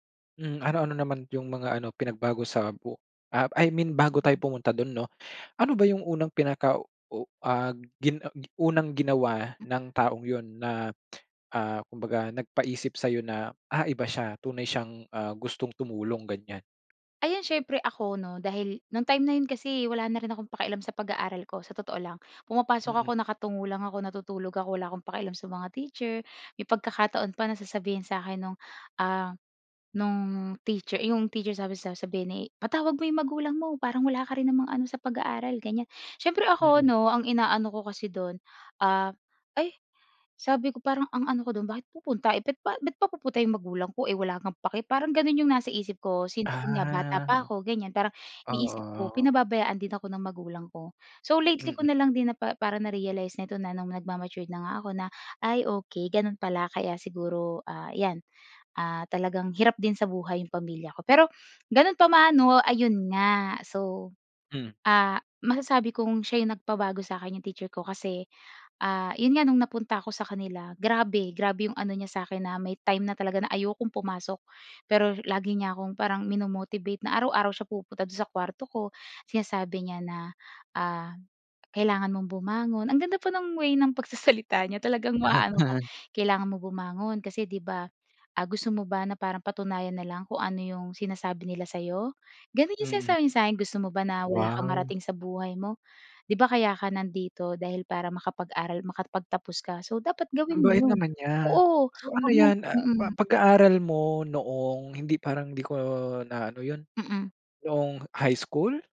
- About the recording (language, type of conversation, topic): Filipino, podcast, Sino ang tumulong sa’yo na magbago, at paano niya ito nagawa?
- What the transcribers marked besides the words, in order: lip smack; tapping; chuckle; other background noise